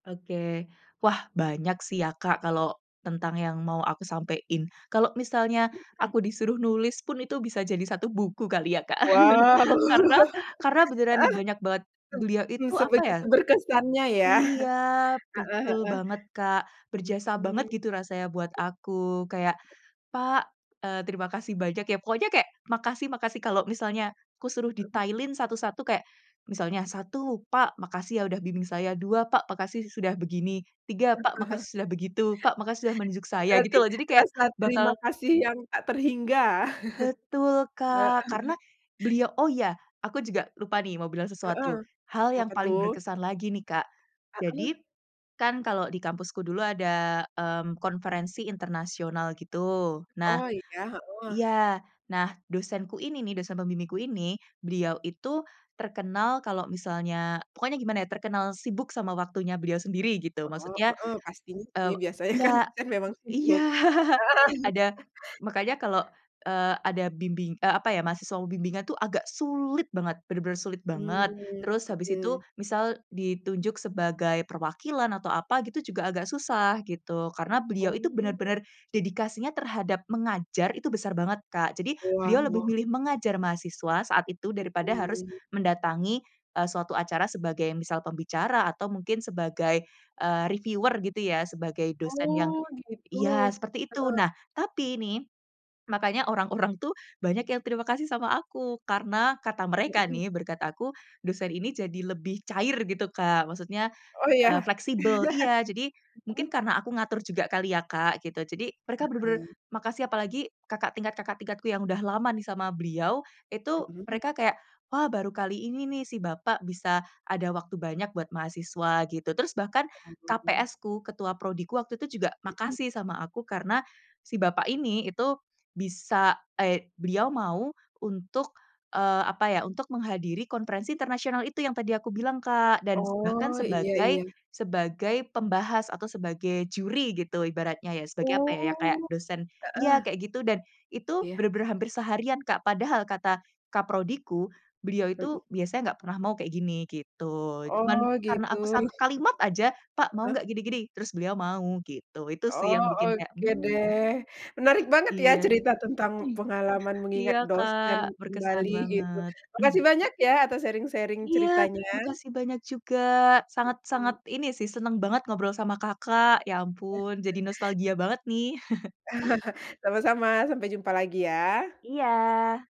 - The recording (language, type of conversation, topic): Indonesian, podcast, Siapa guru yang paling berkesan buat kamu, dan kenapa?
- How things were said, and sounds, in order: unintelligible speech; laugh; laughing while speaking: "Wow"; other background noise; chuckle; laugh; laugh; tapping; laughing while speaking: "iya"; laughing while speaking: "biasanya kan"; laughing while speaking: "Heeh"; chuckle; in English: "reviewer"; chuckle; chuckle; throat clearing; in English: "sharing-sharing"; chuckle; laugh; chuckle